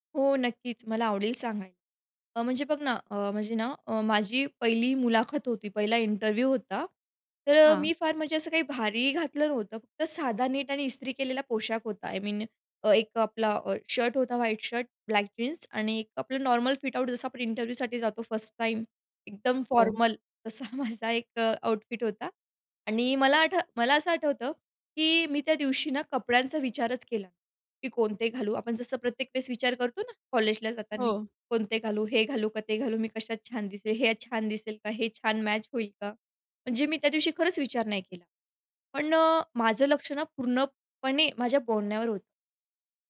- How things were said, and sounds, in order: in English: "इंटरव्ह्यू"; in English: "आय मीन"; in English: "नॉर्मल"; "आउटफिट" said as "फिट आउट"; in English: "इंटरव्ह्यूसाठी"; in English: "फर्स्ट"; in English: "फॉर्मल"; chuckle; in English: "आउटफिट"
- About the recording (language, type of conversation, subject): Marathi, podcast, कुठले पोशाख तुम्हाला आत्मविश्वास देतात?